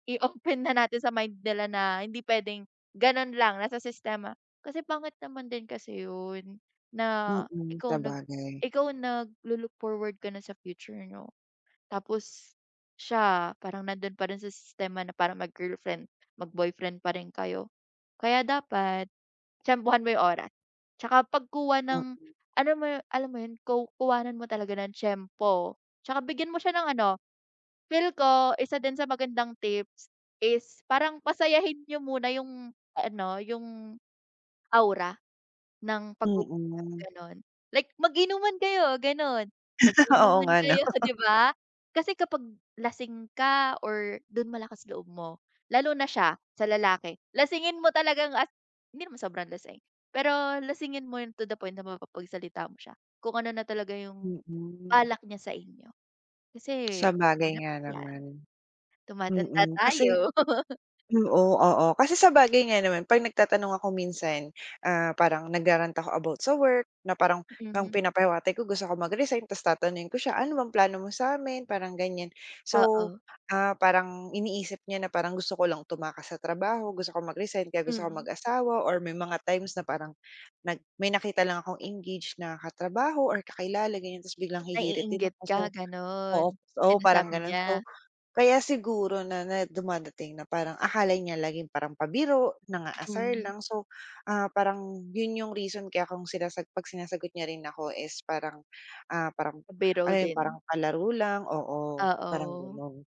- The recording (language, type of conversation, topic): Filipino, advice, Paano ko haharapin ang nawawalang kilig at pagiging malayo namin sa isa’t isa sa aming relasyon?
- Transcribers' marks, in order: laugh; laughing while speaking: "kayo"; laugh; laugh; dog barking; other background noise